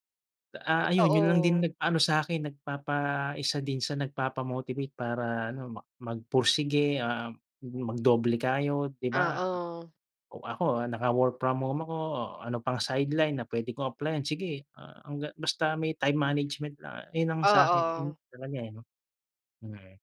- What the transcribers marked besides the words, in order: none
- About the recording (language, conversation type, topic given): Filipino, unstructured, Ano ang nagbibigay sa’yo ng inspirasyon para magpatuloy?